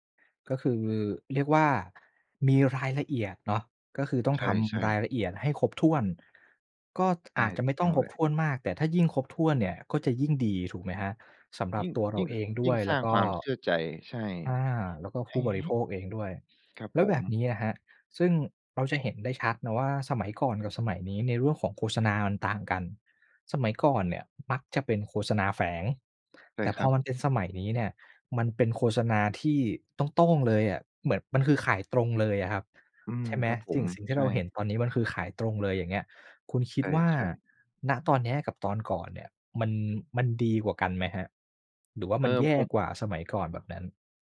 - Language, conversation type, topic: Thai, podcast, คุณมองว่าคอนเทนต์ที่จริงใจควรเป็นแบบไหน?
- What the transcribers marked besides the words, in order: none